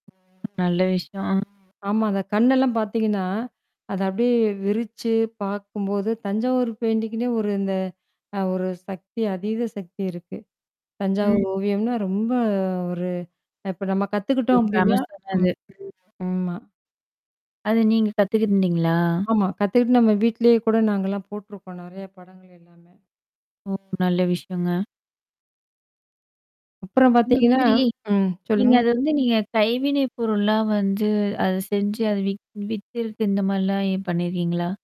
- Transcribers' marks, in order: mechanical hum; other noise; static; other background noise; in English: "பெயிண்டிங்க்குன்னே"; tapping; drawn out: "ரொம்ப"; distorted speech
- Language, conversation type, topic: Tamil, podcast, ஓவியம் மற்றும் சின்னச் சித்திரங்களின் உதவியுடன் உங்கள் உணர்வுகளை இயல்பாக எப்படிப் வெளிப்படுத்தலாம்?